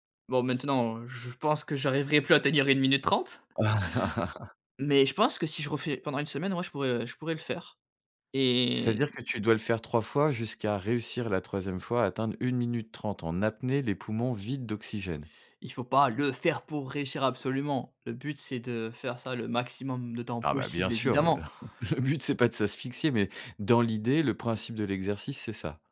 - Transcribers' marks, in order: laugh; teeth sucking; stressed: "le"; laugh
- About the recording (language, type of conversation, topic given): French, podcast, Quels exercices de respiration pratiques-tu, et pourquoi ?